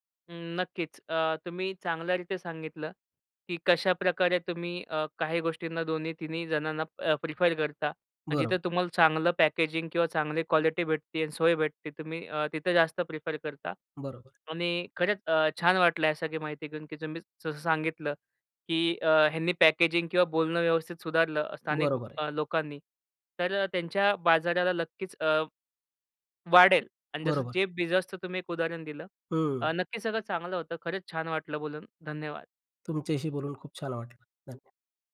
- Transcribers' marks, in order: tapping; in English: "पॅकेजिंग"; in English: "पॅकेजिंग"
- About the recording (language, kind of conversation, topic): Marathi, podcast, स्थानिक बाजारातून खरेदी करणे तुम्हाला अधिक चांगले का वाटते?